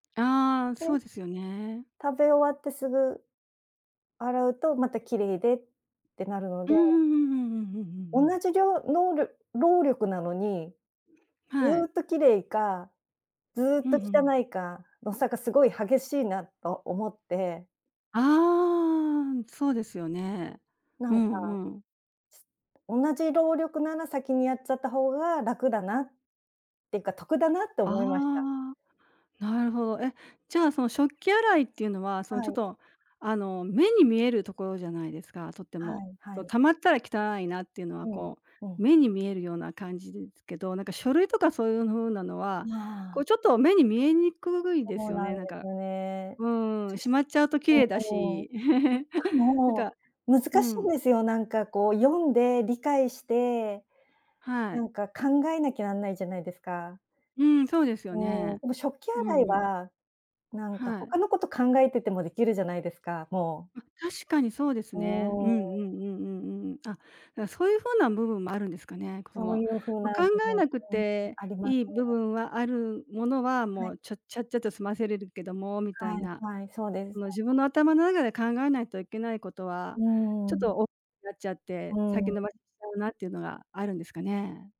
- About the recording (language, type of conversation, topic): Japanese, advice, 先延ばし癖のせいで計画が進まないのはなぜですか？
- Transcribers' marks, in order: laugh; other background noise